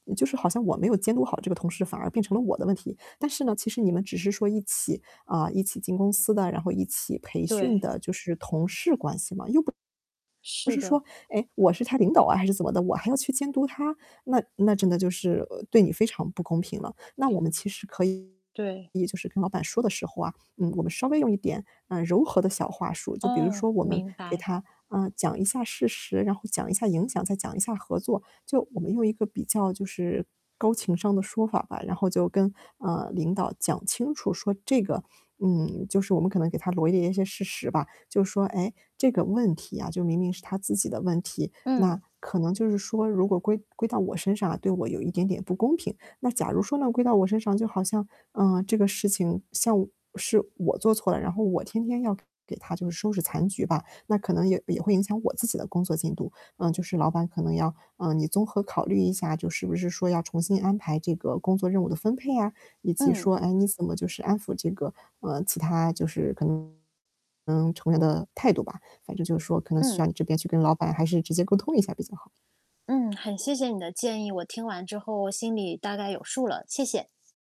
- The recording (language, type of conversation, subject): Chinese, advice, 为什么我在职场中总是反复回避那些必须面对的冲突？
- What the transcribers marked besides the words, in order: tapping; static; distorted speech